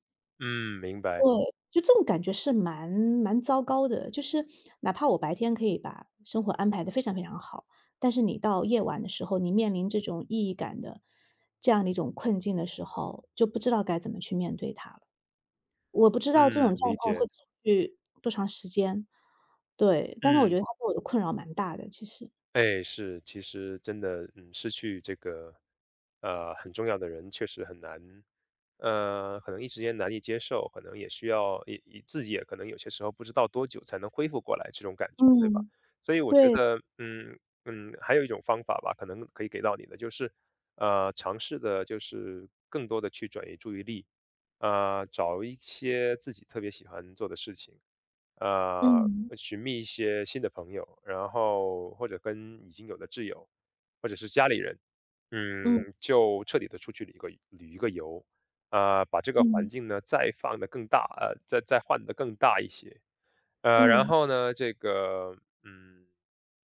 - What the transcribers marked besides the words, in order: none
- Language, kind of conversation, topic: Chinese, advice, 为什么我在经历失去或突发变故时会感到麻木，甚至难以接受？